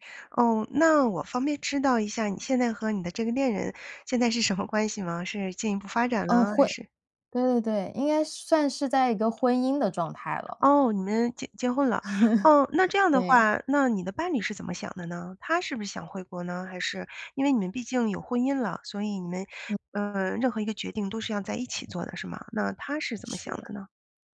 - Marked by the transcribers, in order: laugh
- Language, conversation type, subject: Chinese, advice, 我该回老家还是留在新城市生活？